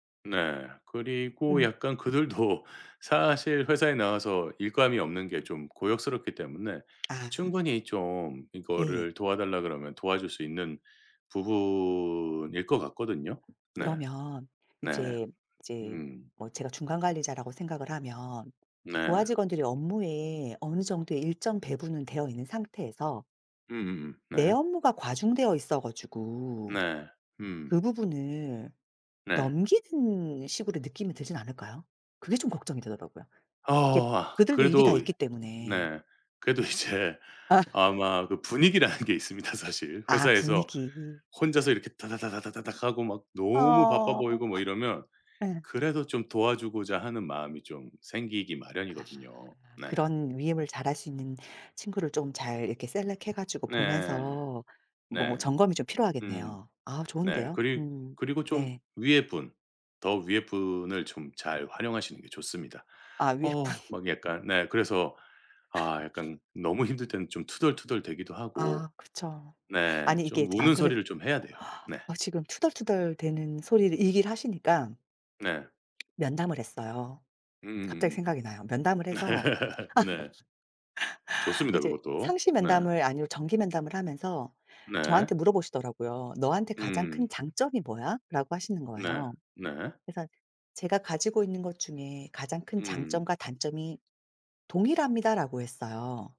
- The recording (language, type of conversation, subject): Korean, advice, 여러 일을 동시에 진행하느라 성과가 낮다고 느끼시는 이유는 무엇인가요?
- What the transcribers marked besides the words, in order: laughing while speaking: "그들도"; tapping; drawn out: "부분일"; other background noise; laughing while speaking: "이제"; laughing while speaking: "분위기라는 게 있습니다. 사실"; laughing while speaking: "아"; laugh; laughing while speaking: "분?"; laugh; lip smack; laugh